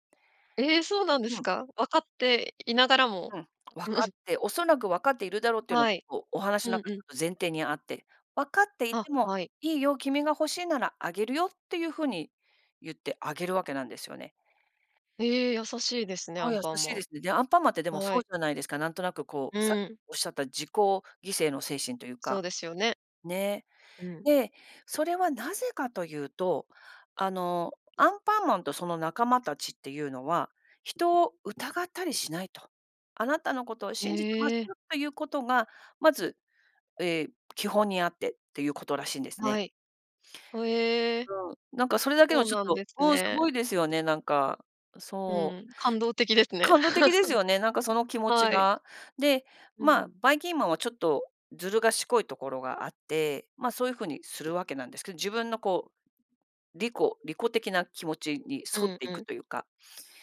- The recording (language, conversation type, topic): Japanese, podcast, 魅力的な悪役はどのように作られると思いますか？
- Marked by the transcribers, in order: chuckle; laugh; other background noise